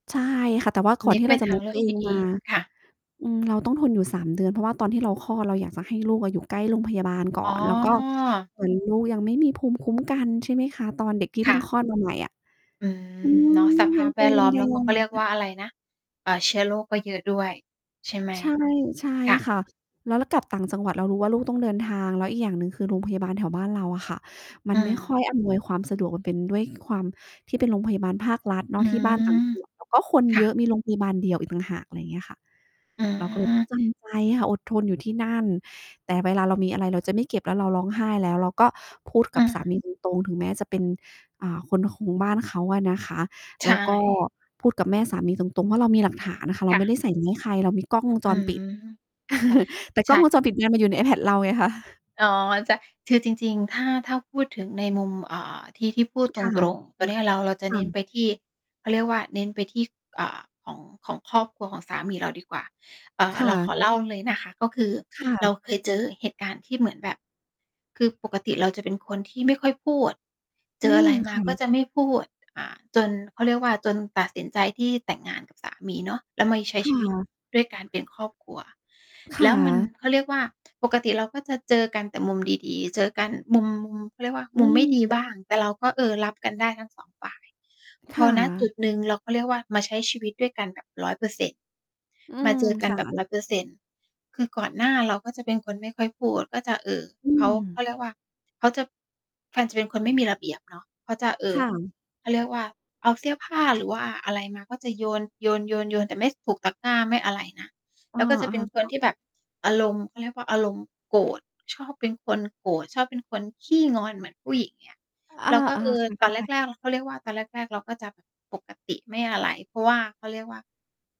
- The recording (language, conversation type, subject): Thai, unstructured, เมื่อไหร่เราควรพูดสิ่งที่คิดตรงๆ แม้อาจทำให้คนโกรธ?
- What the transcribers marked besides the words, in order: in English: "Move"; other background noise; distorted speech; static; laugh; mechanical hum; tapping